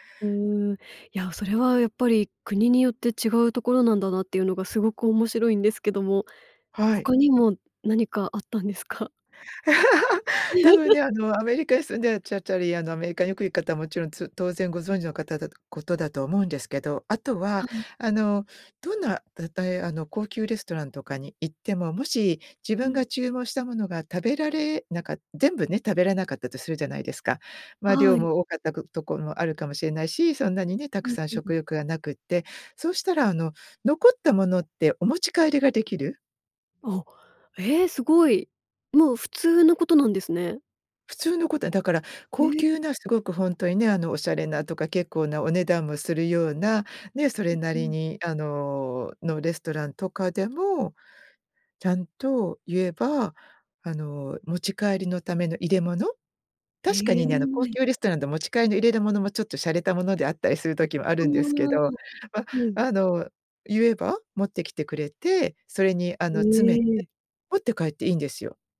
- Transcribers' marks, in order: laugh; tapping
- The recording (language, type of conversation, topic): Japanese, podcast, 食事のマナーで驚いた出来事はありますか？